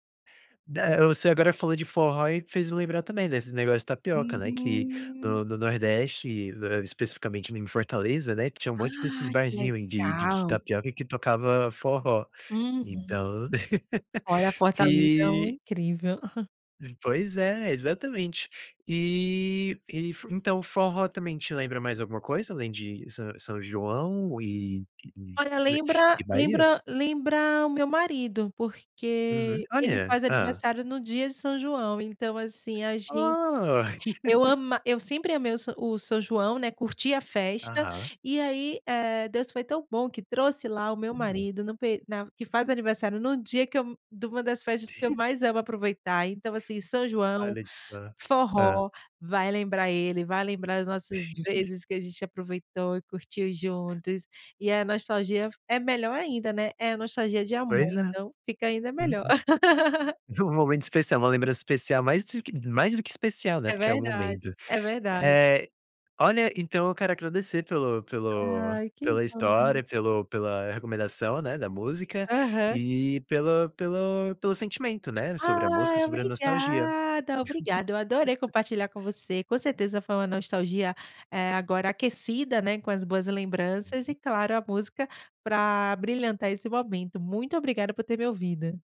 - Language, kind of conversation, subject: Portuguese, podcast, Como a nostalgia pesa nas suas escolhas musicais?
- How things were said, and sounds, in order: laugh; giggle; giggle; laugh; laugh; laugh; tapping; laugh; unintelligible speech